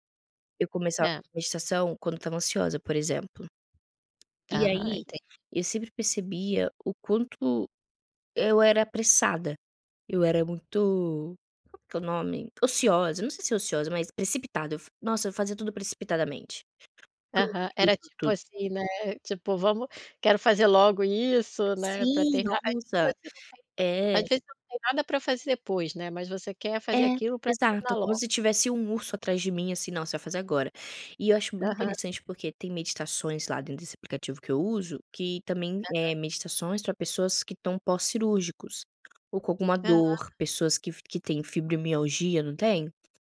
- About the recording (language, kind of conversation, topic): Portuguese, podcast, Como você usa a respiração para aliviar o estresse e a dor?
- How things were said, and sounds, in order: tapping; other background noise; unintelligible speech